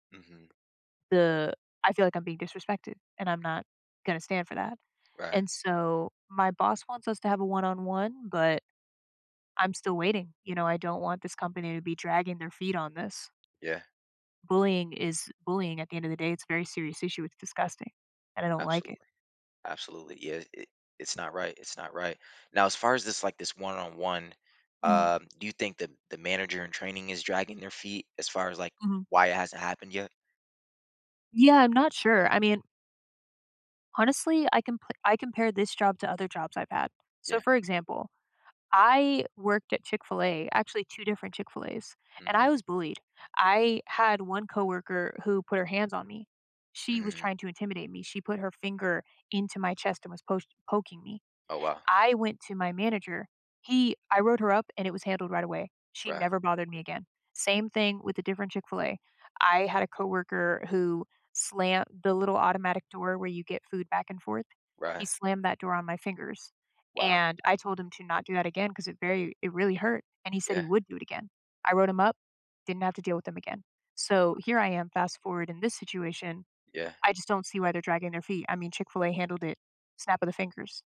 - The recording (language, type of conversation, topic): English, advice, How can I cope with workplace bullying?
- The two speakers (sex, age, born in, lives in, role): female, 30-34, United States, United States, user; male, 30-34, United States, United States, advisor
- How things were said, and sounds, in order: none